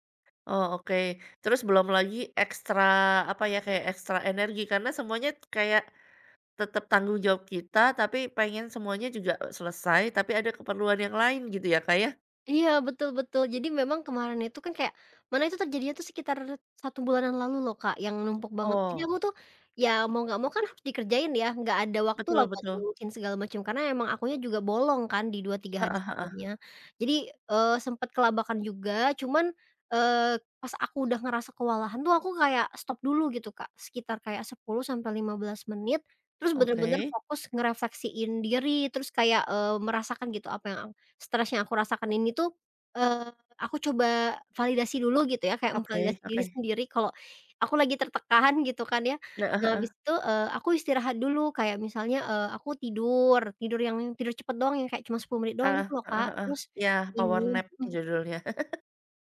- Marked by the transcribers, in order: other background noise; in English: "power nap"; chuckle
- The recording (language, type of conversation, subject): Indonesian, podcast, Gimana cara kamu mengatur waktu supaya stres kerja tidak menumpuk?